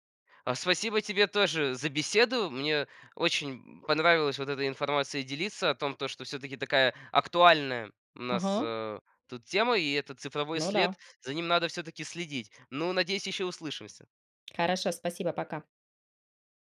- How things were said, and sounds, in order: tapping; other background noise
- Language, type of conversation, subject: Russian, podcast, Что важно помнить о цифровом следе и его долговечности?